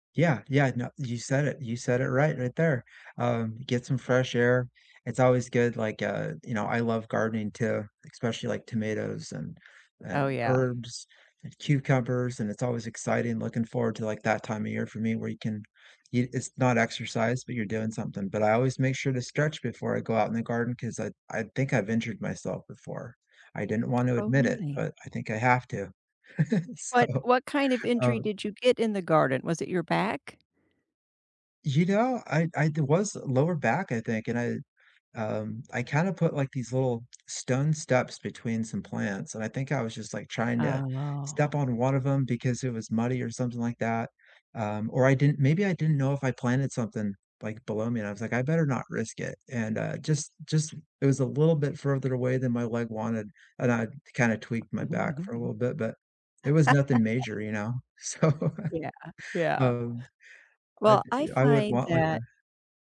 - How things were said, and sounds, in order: tapping; laugh; laughing while speaking: "So"; other background noise; drawn out: "Oh"; chuckle; laugh; laughing while speaking: "So"
- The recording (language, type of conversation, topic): English, unstructured, How has your approach to staying active changed across different stages of your life, and what helps you stay active now?
- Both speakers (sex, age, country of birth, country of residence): female, 55-59, United States, United States; male, 40-44, United States, United States